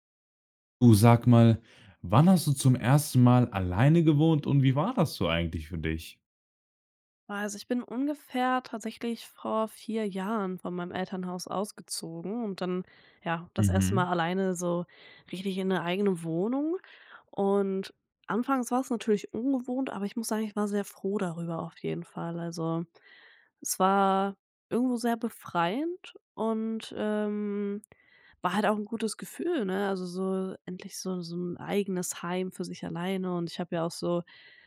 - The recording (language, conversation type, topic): German, podcast, Wann hast du zum ersten Mal alleine gewohnt und wie war das?
- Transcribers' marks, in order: none